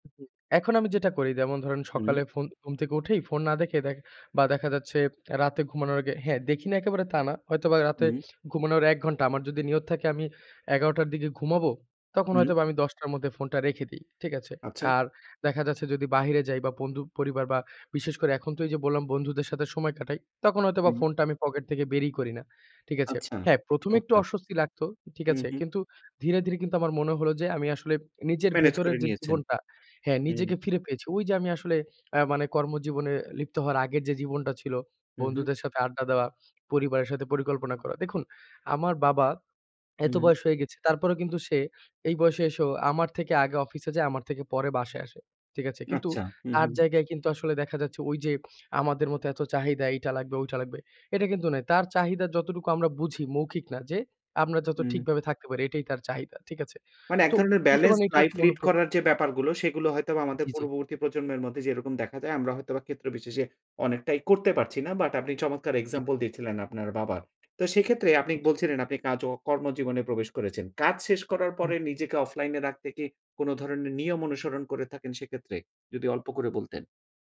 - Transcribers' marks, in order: other background noise; in English: "বেলেন্স লাইফ লিড"; unintelligible speech
- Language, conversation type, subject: Bengali, podcast, কীভাবে আপনি অনলাইন জীবন ও বাস্তব জীবনের মধ্যে ভারসাম্য বজায় রাখেন?